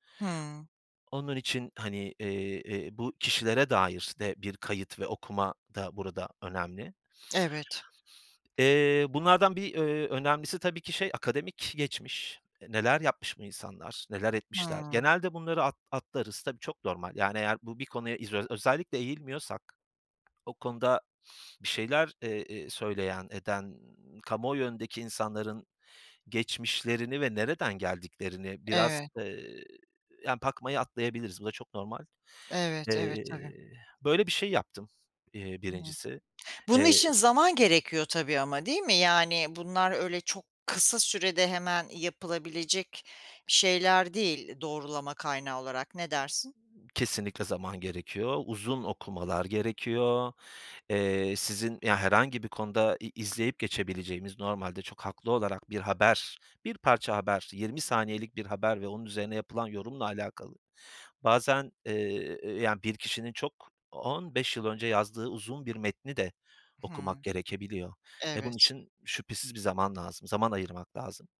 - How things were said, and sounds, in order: tapping; "bakmayı" said as "pakmayı"; unintelligible speech
- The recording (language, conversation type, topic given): Turkish, podcast, Bilgiye ulaşırken güvenilir kaynakları nasıl seçiyorsun?